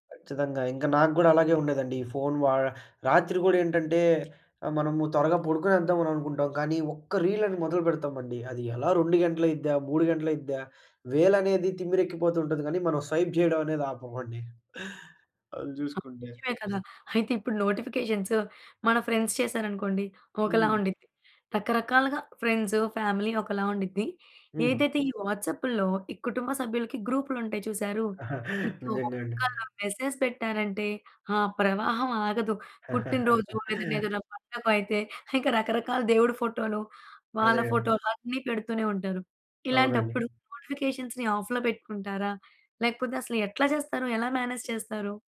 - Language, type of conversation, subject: Telugu, podcast, ఆన్‌లైన్ నోటిఫికేషన్లు మీ దినచర్యను ఎలా మార్చుతాయి?
- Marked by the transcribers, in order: in English: "స్వైప్"; tapping; other background noise; in English: "నోటిఫికేషన్స్"; in English: "ఫ్రెండ్స్"; in English: "ఫ్రెండ్స్, ఫ్యామిలీ"; giggle; in English: "మెసేజ్"; chuckle; in English: "నోటిఫికేషన్స్‌ని ఆఫ్‌లో"; in English: "మేనేజ్"